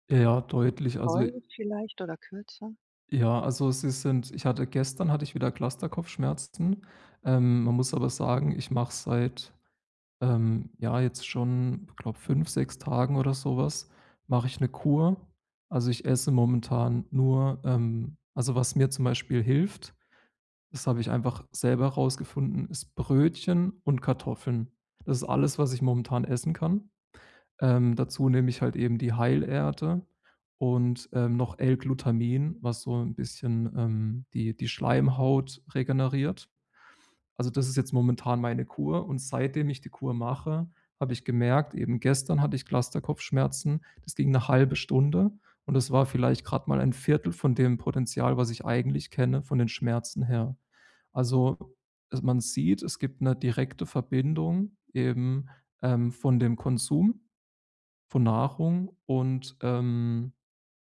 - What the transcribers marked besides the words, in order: none
- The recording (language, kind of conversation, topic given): German, advice, Wie kann ich besser mit Schmerzen und ständiger Erschöpfung umgehen?
- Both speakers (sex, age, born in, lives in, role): female, 40-44, Germany, Portugal, advisor; male, 30-34, Germany, Germany, user